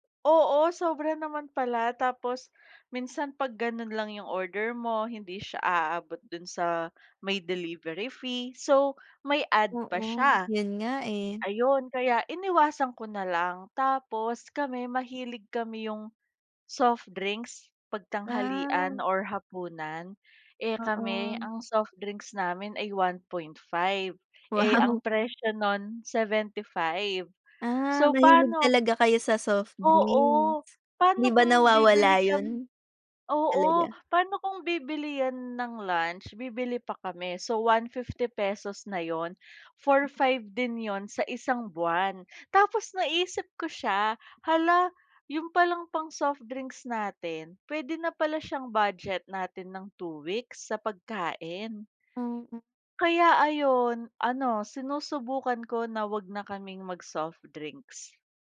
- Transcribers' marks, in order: other background noise
- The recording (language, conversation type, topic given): Filipino, unstructured, Ano ang palagay mo tungkol sa pagtitipid?